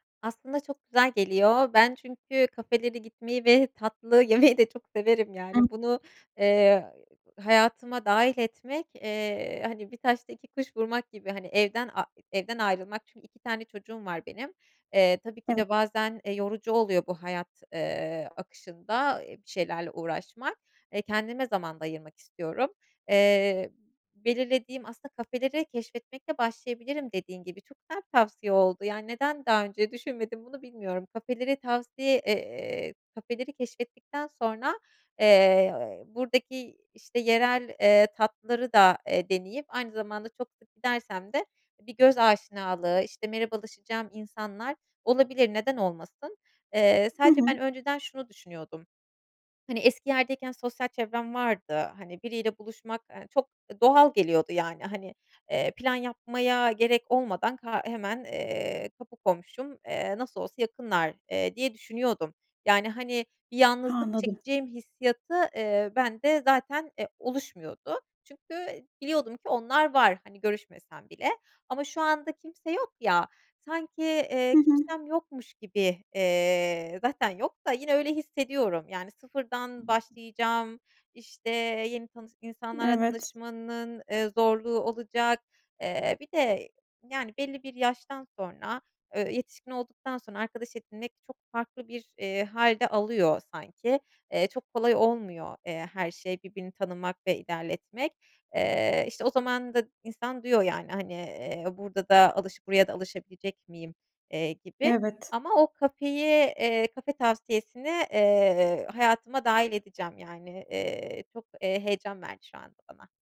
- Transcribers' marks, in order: laughing while speaking: "yemeyi"; other noise; other background noise
- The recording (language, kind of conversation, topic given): Turkish, advice, Taşındıktan sonra yalnızlıkla başa çıkıp yeni arkadaşları nasıl bulabilirim?